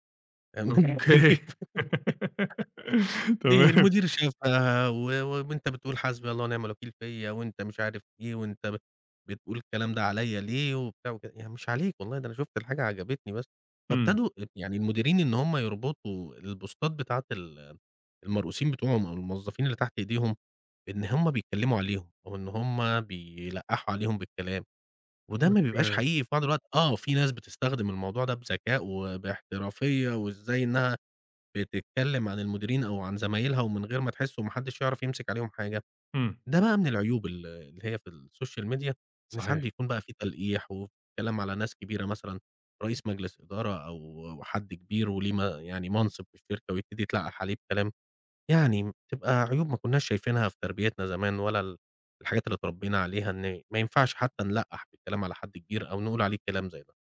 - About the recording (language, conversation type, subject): Arabic, podcast, إيه رأيك في تأثير السوشيال ميديا على العلاقات؟
- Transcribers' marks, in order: unintelligible speech; laughing while speaking: "في Hل في"; laughing while speaking: "أوك تمام"; laugh; in English: "البوستات"; in English: "الSocial Media"